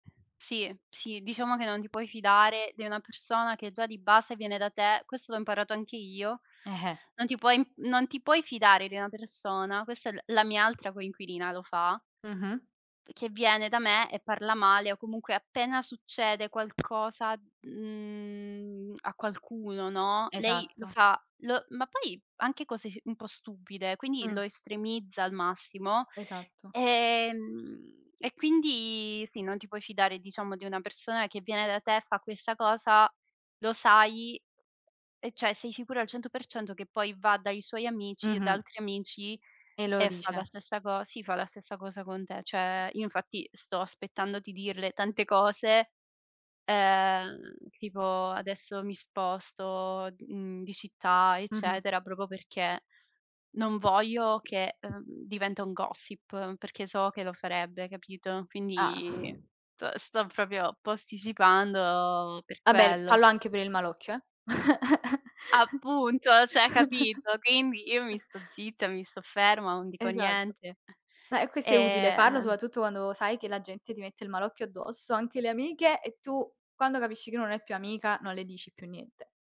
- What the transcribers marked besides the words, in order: tapping; drawn out: "mhmm"; other background noise; drawn out: "Ehm"; drawn out: "quindi"; "cioè" said as "ceh"; "Cioè" said as "ceh"; drawn out: "ehm"; "proprio" said as "propro"; in English: "gossip"; sigh; drawn out: "Quindi"; drawn out: "posticipando"; "cioè" said as "ceh"; giggle; other noise
- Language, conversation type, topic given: Italian, unstructured, Qual è la cosa più importante in un’amicizia?